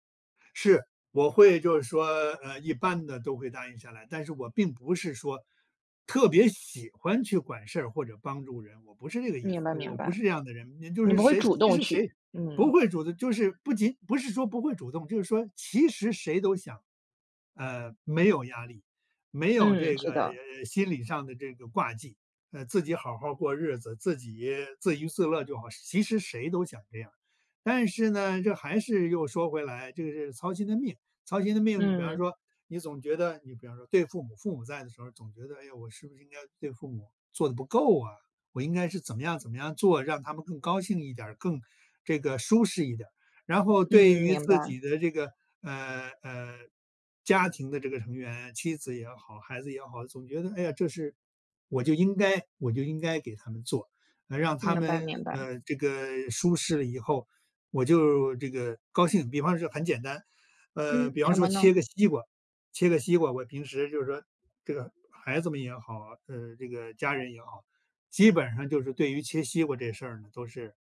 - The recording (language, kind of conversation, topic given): Chinese, podcast, 你通常用哪些方法来管理压力？
- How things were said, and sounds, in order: other background noise; stressed: "喜欢"; tapping